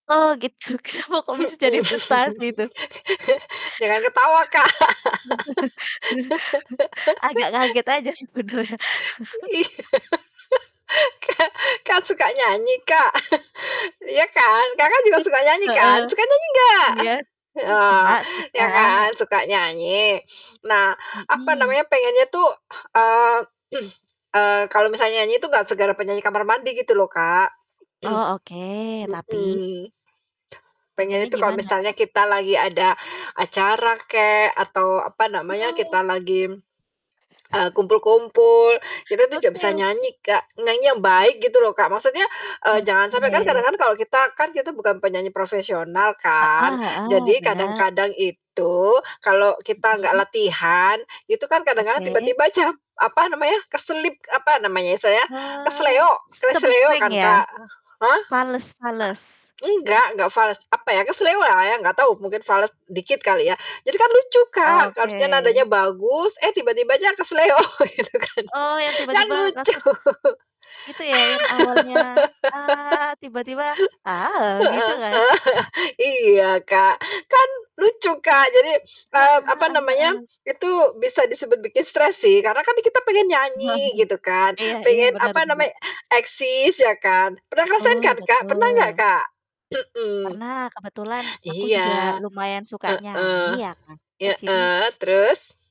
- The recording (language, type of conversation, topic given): Indonesian, unstructured, Mengapa beberapa hobi bisa membuat orang merasa frustrasi?
- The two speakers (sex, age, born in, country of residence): female, 20-24, Indonesia, Indonesia; female, 45-49, Indonesia, Indonesia
- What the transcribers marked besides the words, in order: laughing while speaking: "gitu, kenapa"; laugh; laughing while speaking: "Kak. Iya, ka"; laugh; chuckle; laughing while speaking: "sebenarnya"; laugh; laugh; throat clearing; throat clearing; distorted speech; other background noise; laughing while speaking: "ca"; laughing while speaking: "keseleo gitu kan. Kan lucu"; laugh; other noise; singing: "a"; chuckle; chuckle; static